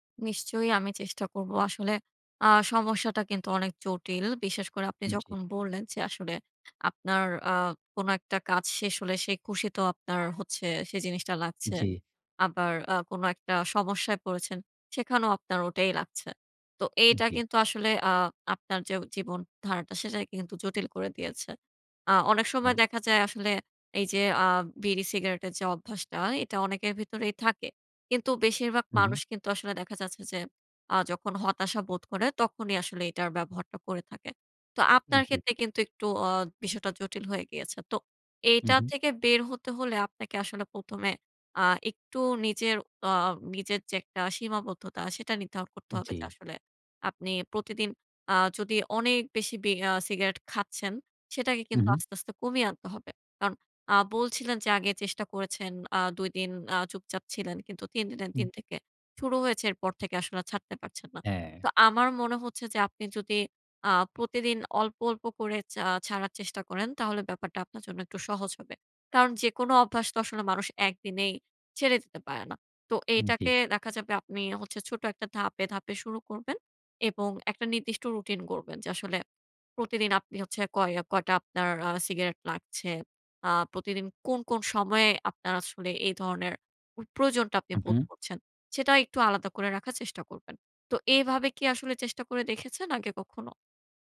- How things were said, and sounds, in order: other background noise
- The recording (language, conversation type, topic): Bengali, advice, আমি কীভাবে দীর্ঘমেয়াদে পুরোনো খারাপ অভ্যাস বদলাতে পারি?
- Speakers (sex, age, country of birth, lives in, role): female, 55-59, Bangladesh, Bangladesh, advisor; male, 35-39, Bangladesh, Bangladesh, user